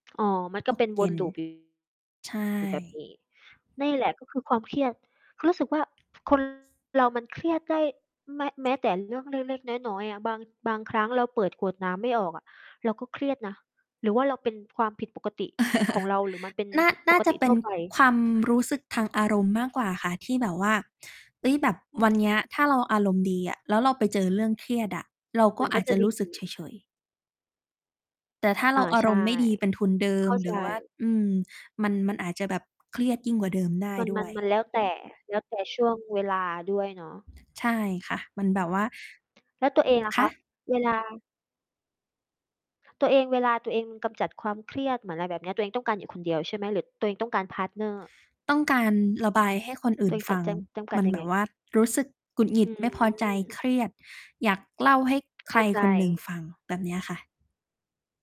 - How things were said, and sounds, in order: mechanical hum; other background noise; distorted speech; chuckle; in English: "พาร์ตเนอร์"; "หงุดหงิด" said as "กุดหงิด"; tapping
- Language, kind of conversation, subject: Thai, unstructured, คุณจัดการกับความเครียดในชีวิตอย่างไร?